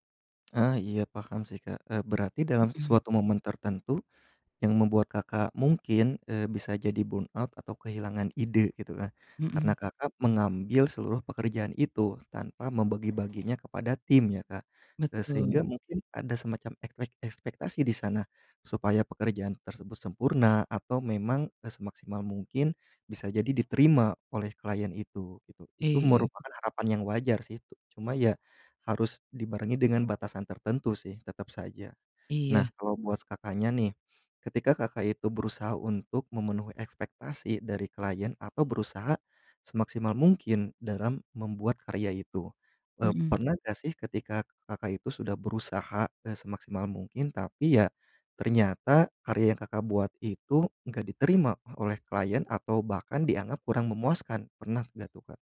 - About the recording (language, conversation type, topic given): Indonesian, podcast, Pernahkah kamu merasa kehilangan identitas kreatif, dan apa penyebabnya?
- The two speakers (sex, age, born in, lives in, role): female, 45-49, Indonesia, Indonesia, guest; male, 30-34, Indonesia, Indonesia, host
- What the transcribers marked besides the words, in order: lip smack; in English: "burnout"; other noise; other background noise